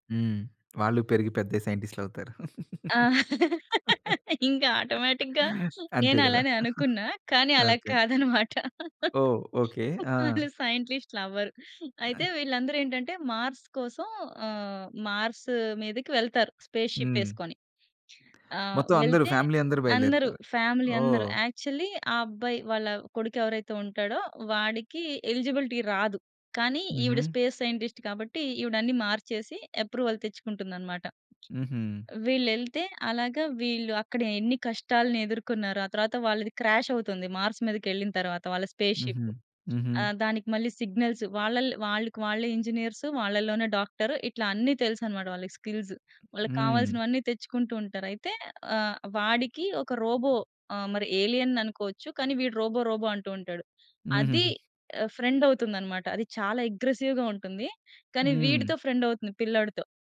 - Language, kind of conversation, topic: Telugu, podcast, ఇప్పటివరకు మీరు బింగే చేసి చూసిన ధారావాహిక ఏది, ఎందుకు?
- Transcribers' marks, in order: laughing while speaking: "ఇంకా ఆటోమేటిక్‌గా నేనలానే అనుకున్నా. కానీ అలా కాదన్నమాట. వాళ్ళు సైంట్లిస్ట్‌లు అవ్వరు"; in English: "ఆటోమేటిక్‌గా"; laugh; chuckle; in English: "మార్స్"; in English: "మార్స్"; in English: "స్పేస్‌షిప్"; in English: "ఫ్యామిలీ"; in English: "యాక్చువల్లి"; in English: "ఫ్యామిలీ"; in English: "ఎలిజిబిలిటీ"; in English: "స్పేస్ సైంటిస్ట్"; in English: "అప్రూవల్"; in English: "క్రాష్"; in English: "మార్స్"; in English: "సిగ్నల్స్"; in English: "స్కిల్స్"; in English: "రోబో"; in English: "ఎలియన్"; in English: "రోబో, రోబో"; in English: "ఫ్రెండ్"; in English: "అగ్రెసివ్‌గా"; in English: "ఫ్రెండ్"